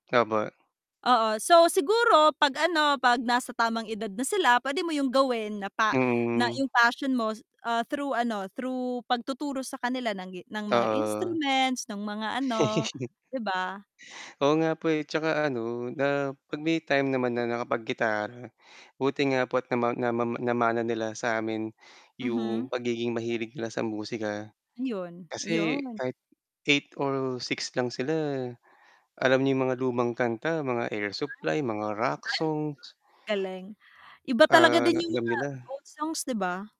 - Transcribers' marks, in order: tapping; static; distorted speech; chuckle; other background noise; mechanical hum
- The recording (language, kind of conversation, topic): Filipino, unstructured, Paano mo pinapawi ang stress sa araw-araw?